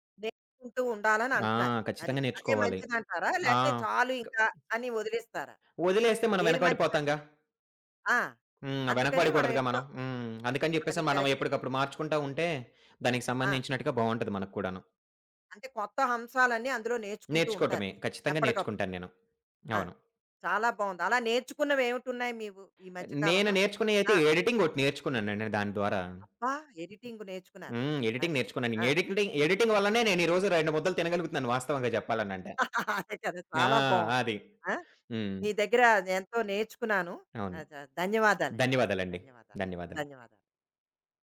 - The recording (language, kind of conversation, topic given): Telugu, podcast, సోషల్ మీడియా మీ క్రియేటివిటీని ఎలా మార్చింది?
- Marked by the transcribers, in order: hiccup; lip smack; "హంశాలన్నీ" said as "అంశాలన్నీ"; in English: "ఎడిటింగ్"; tapping; in English: "ఎడిటింగ్"; in English: "ఎడిక్‌టి ఎడిటింగ్"; laughing while speaking: "అదే కదా!"